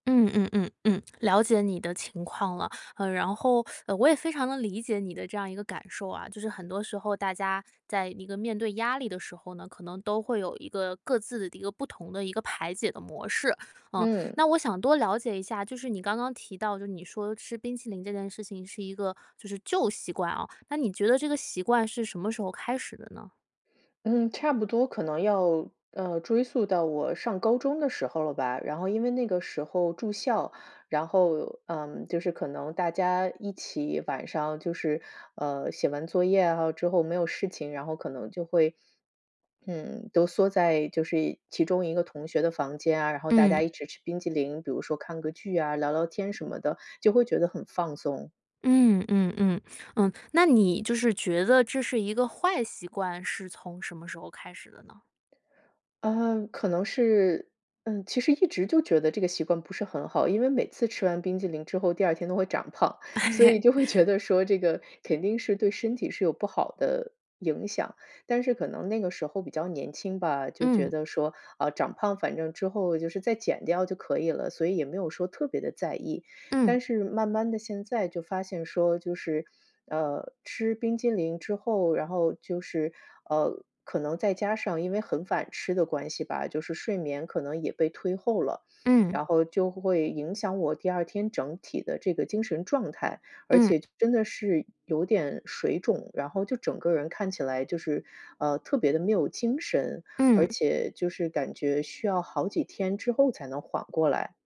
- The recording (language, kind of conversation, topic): Chinese, advice, 为什么我总是无法摆脱旧习惯？
- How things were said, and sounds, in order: teeth sucking; laugh; laughing while speaking: "就会觉得说"; "晚吃" said as "反吃"